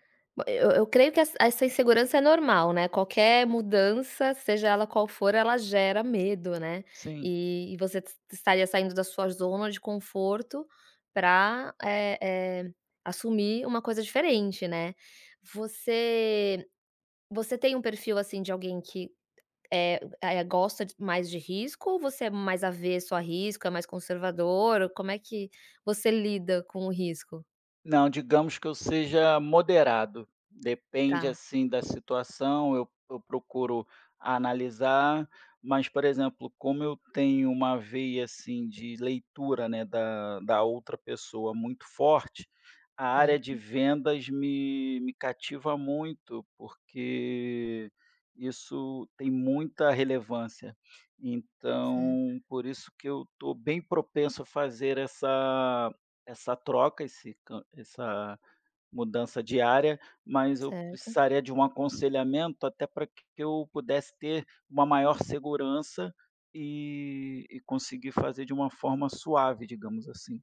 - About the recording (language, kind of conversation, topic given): Portuguese, advice, Como posso lidar com o medo intenso de falhar ao assumir uma nova responsabilidade?
- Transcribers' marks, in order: none